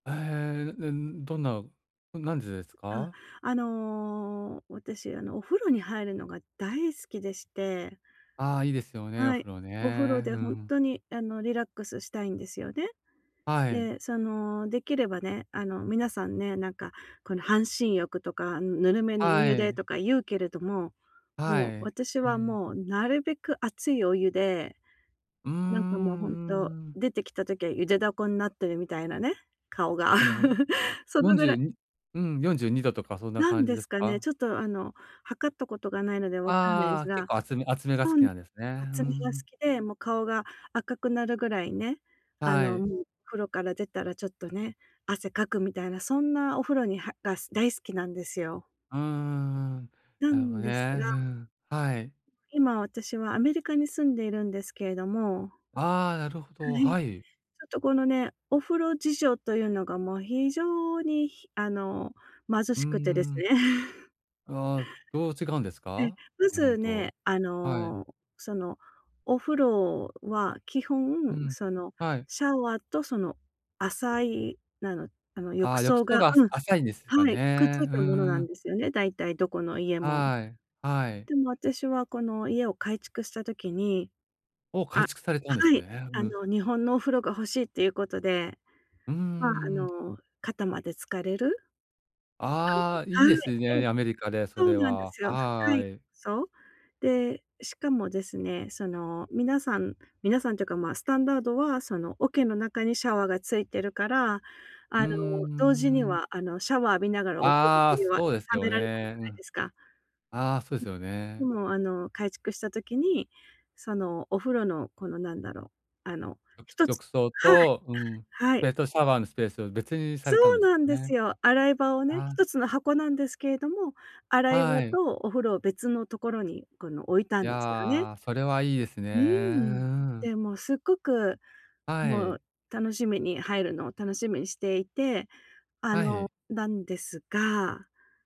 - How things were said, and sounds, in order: other background noise; laugh; chuckle; unintelligible speech; unintelligible speech; other noise
- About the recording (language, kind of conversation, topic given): Japanese, advice, 家でリラックスできないときはどうすればいいですか？